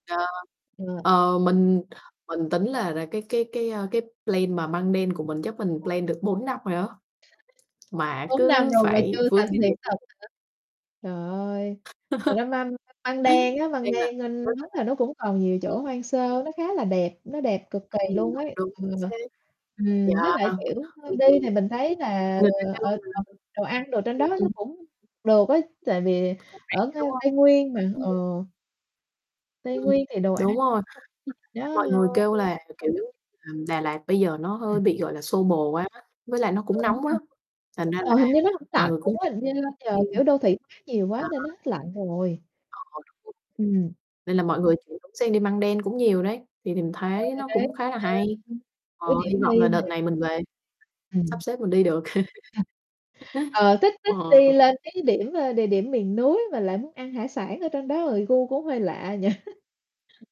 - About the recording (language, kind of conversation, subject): Vietnamese, unstructured, Điều gì khiến bạn cảm thấy hào hứng khi đi du lịch?
- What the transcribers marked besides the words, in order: distorted speech; in English: "plan"; unintelligible speech; in English: "plan"; other background noise; unintelligible speech; chuckle; unintelligible speech; static; unintelligible speech; unintelligible speech; unintelligible speech; tapping; background speech; unintelligible speech; unintelligible speech; unintelligible speech; unintelligible speech; chuckle; laughing while speaking: "nhỉ?"; chuckle